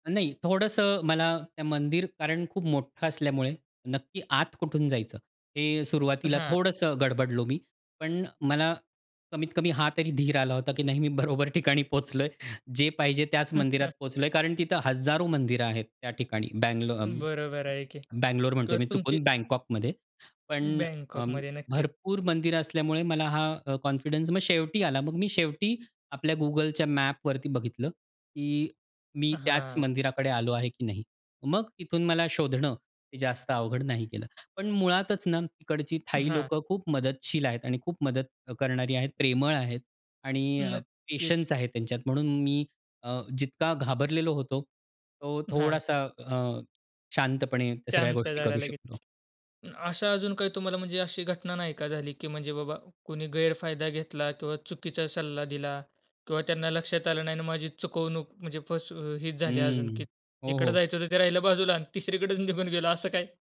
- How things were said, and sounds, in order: laughing while speaking: "नाही मी बरोबर ठिकाणी पोहोचलोय"; chuckle; other background noise; in English: "कॉन्फिडन्स"; in English: "पेशन्स"
- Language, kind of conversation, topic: Marathi, podcast, भाषा नीट न समजल्यामुळे वाट चुकली तेव्हा तुम्हाला कुणी सौजन्याने मदत केली का, आणि ती मदत कशी मिळाली?